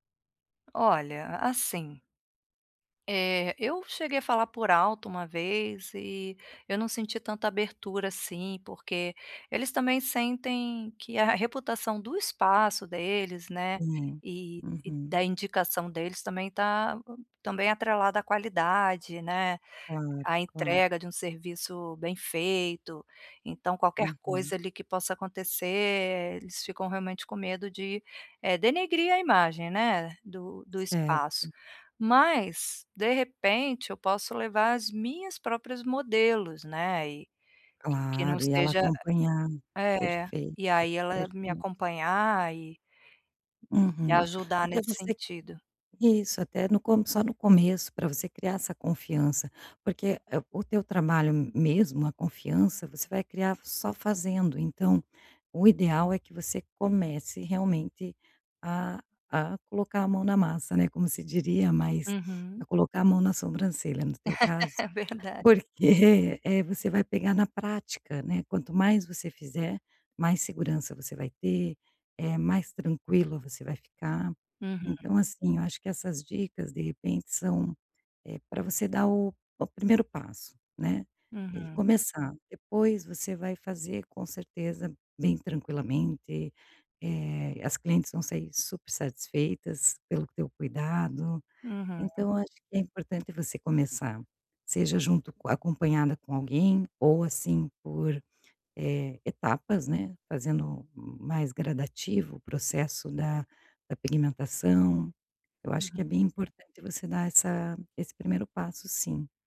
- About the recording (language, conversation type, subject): Portuguese, advice, Como posso parar de ter medo de errar e começar a me arriscar para tentar coisas novas?
- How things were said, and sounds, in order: tapping; other background noise; other street noise; laugh; chuckle